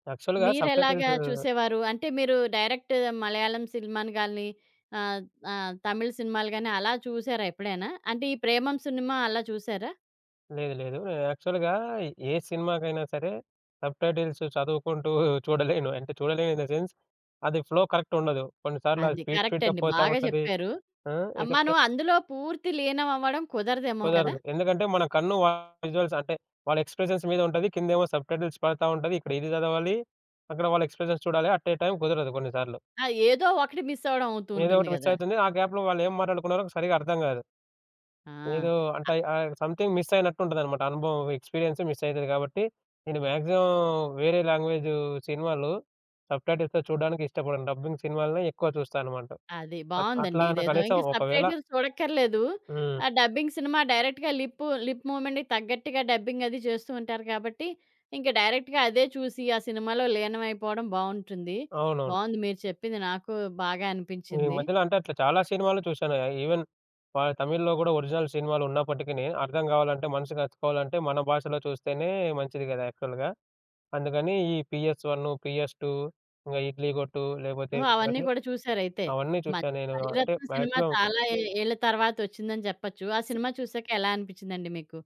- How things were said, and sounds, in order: in English: "యాక్చువల్‌గా సబ్‌టైటిల్స్"; in English: "డైరెక్ట్"; in English: "యాక్చువల్‌గా"; in English: "సబ్‌టైటిల్స్"; in English: "ఇన్ ద సెన్స్"; in English: "ఫ్లో కరెక్ట్"; in English: "స్పీడ్ స్పీడ్‌గా"; in English: "కరెక్ట్"; in English: "విజువల్స్"; in English: "ఎక్స్ప్రెషన్స్"; in English: "సబ్‌టైటిల్స్"; in English: "ఎక్స్ప్రెషన్స్"; in English: "అట్ ఏ టైమ్"; tapping; in English: "మిస్"; in English: "గ్యాప్‌లో"; in English: "స‌మ్‌థింగ్ మిస్"; in English: "ఎక్స్పీరియన్స్"; in English: "మాక్సిమం"; in English: "లాంగ్వేజ్"; in English: "సబ్‌టైటిల్స్‌తో"; in English: "డబ్బింగ్"; background speech; in English: "సబ్‌టైటిల్స్"; in English: "డబ్బింగ్"; in English: "డైరెక్ట్‌గా లిప్ లిప్ మూవ్‌మెంట్‌కి"; in English: "డబ్బింగ్"; in English: "డైరెక్ట్‌గా"; in English: "ఇవెన్"; in English: "ఒరిజినల్"; in English: "యాక్చువల్‌గా"; in English: "వమాక్సిమం"; other background noise
- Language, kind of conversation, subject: Telugu, podcast, డబ్బింగ్ లేదా ఉపశీర్షికలు—మీ అభిప్రాయం ఏమిటి?